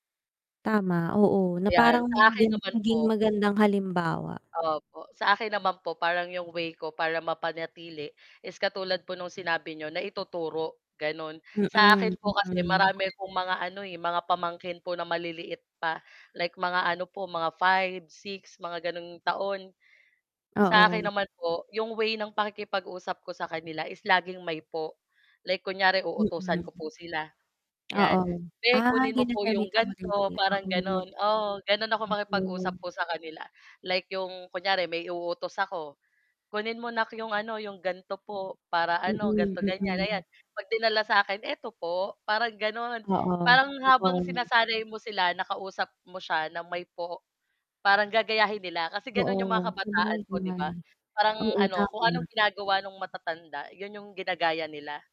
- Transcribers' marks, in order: distorted speech; alarm; tongue click; unintelligible speech
- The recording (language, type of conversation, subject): Filipino, unstructured, Ano ang pinakamasakit mong napansin sa unti-unting pagkawala ng mga tradisyon?